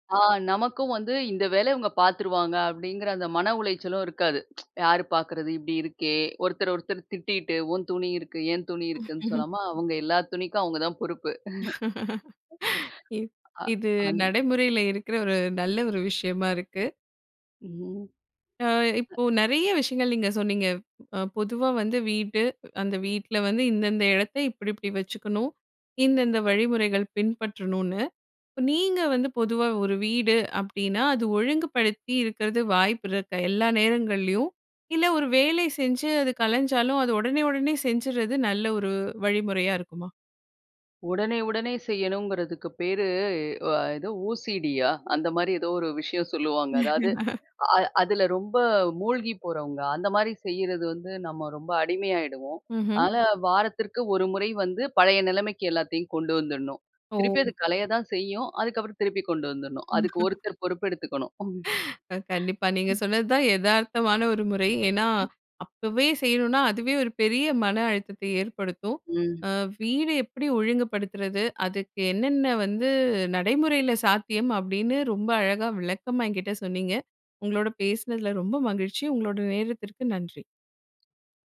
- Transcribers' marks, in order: chuckle; laugh; laugh; laugh
- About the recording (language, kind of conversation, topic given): Tamil, podcast, புதிதாக வீட்டில் குடியேறுபவருக்கு வீட்டை ஒழுங்காக வைத்துக்கொள்ள ஒரே ஒரு சொல்லில் நீங்கள் என்ன அறிவுரை சொல்வீர்கள்?